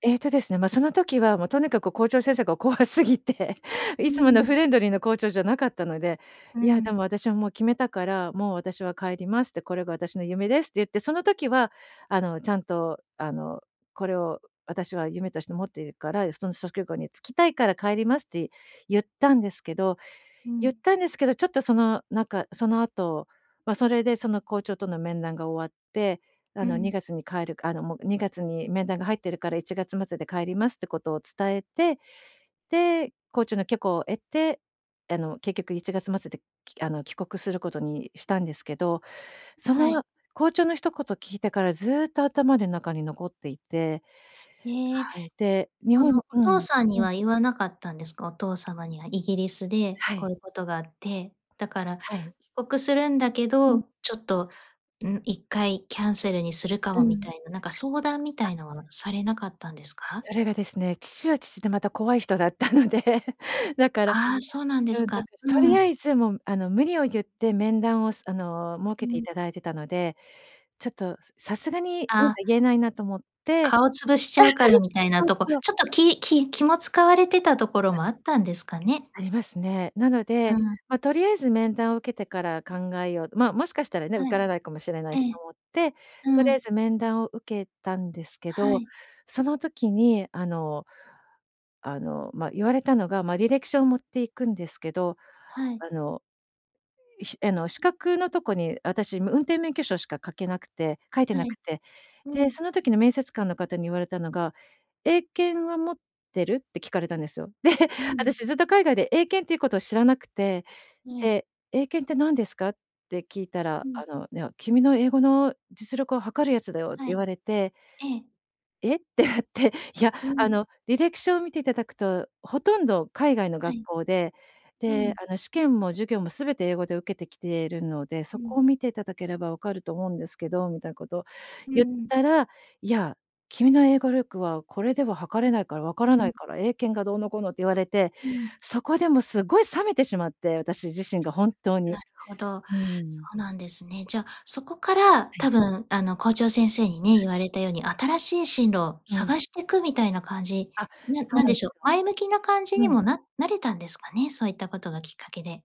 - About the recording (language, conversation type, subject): Japanese, podcast, 進路を変えたきっかけは何でしたか？
- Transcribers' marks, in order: laughing while speaking: "たので"; laugh